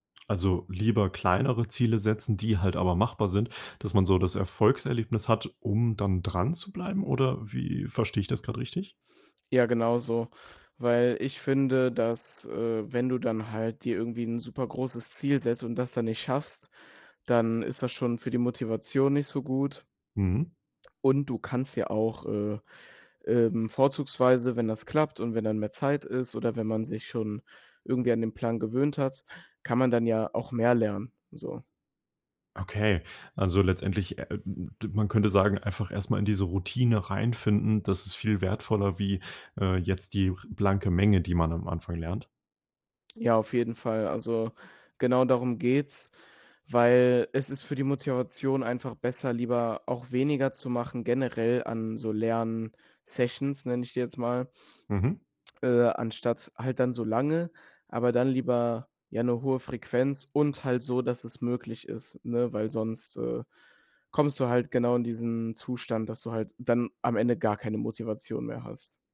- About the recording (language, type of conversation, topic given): German, podcast, Wie findest du im Alltag Zeit zum Lernen?
- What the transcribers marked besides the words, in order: other background noise; in English: "Sessions"; stressed: "und"